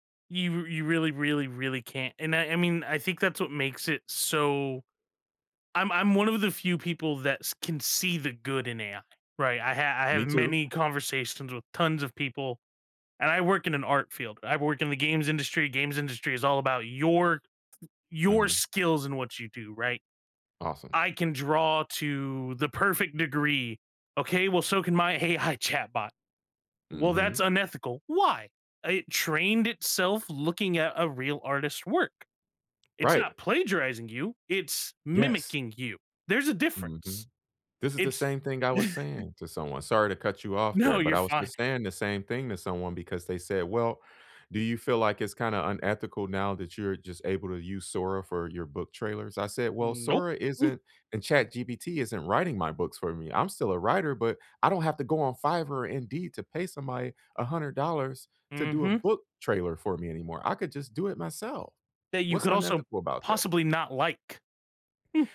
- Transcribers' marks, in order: tapping; laughing while speaking: "AI chatbot"; chuckle; laughing while speaking: "No, you're fine"; chuckle
- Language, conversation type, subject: English, unstructured, Should schools focus more on tests or real-life skills?